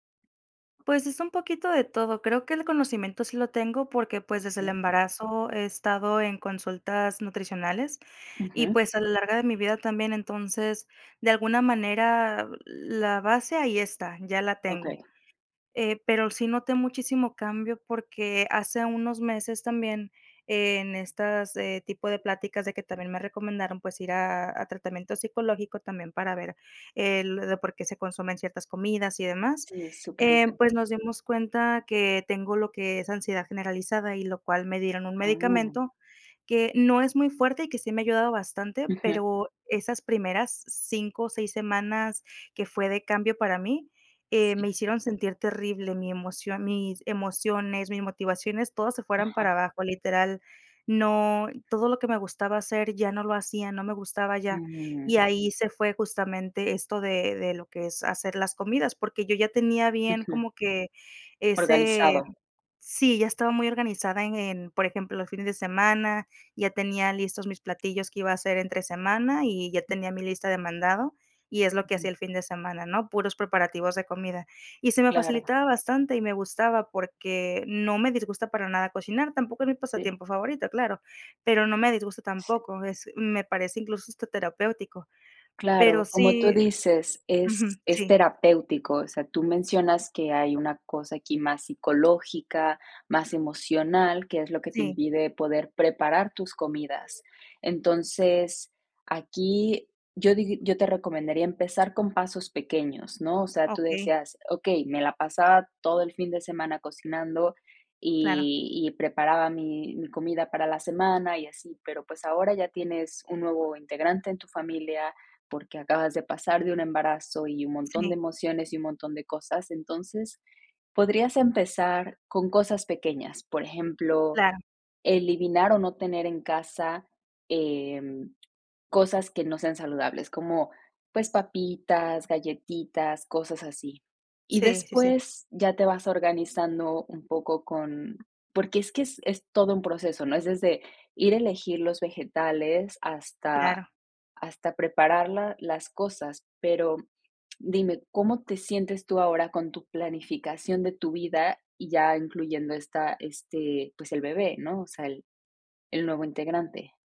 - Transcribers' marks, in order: other background noise; other noise; dog barking
- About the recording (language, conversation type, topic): Spanish, advice, ¿Cómo puedo recuperar la motivación para cocinar comidas nutritivas?